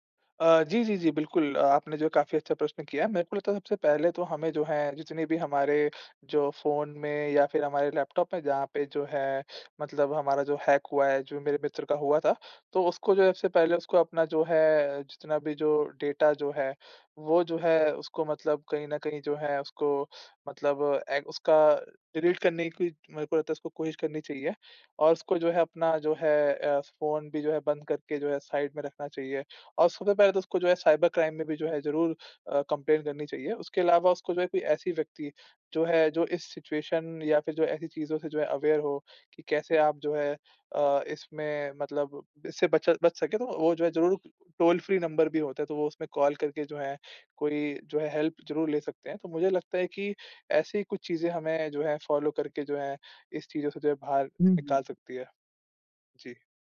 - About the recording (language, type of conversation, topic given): Hindi, podcast, ऑनलाइन और सोशल मीडिया पर भरोसा कैसे परखा जाए?
- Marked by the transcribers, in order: tapping; in English: "हैक"; in English: "डिलीट"; in English: "साइड"; in English: "साइबर क्राइम"; in English: "कंप्लेंन"; in English: "सिचुएशन"; in English: "अवेयर"; in English: "हेल्प"